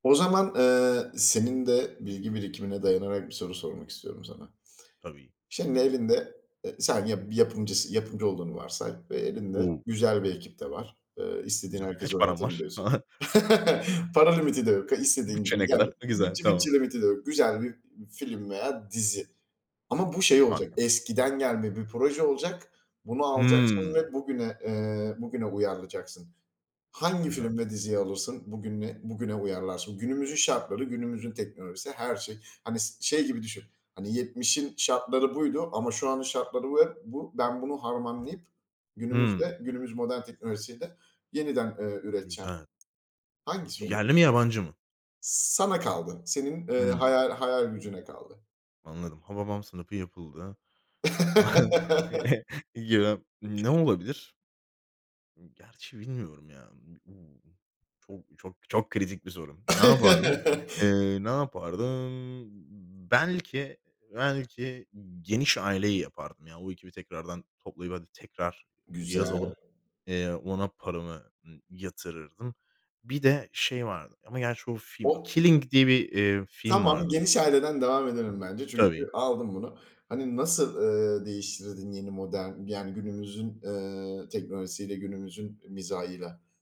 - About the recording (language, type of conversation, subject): Turkish, podcast, Eski diziler ve filmler sence insanlarda neden bu kadar güçlü bir nostalji duygusu uyandırıyor?
- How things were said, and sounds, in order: chuckle; tapping; laugh; chuckle; unintelligible speech; other background noise; chuckle; unintelligible speech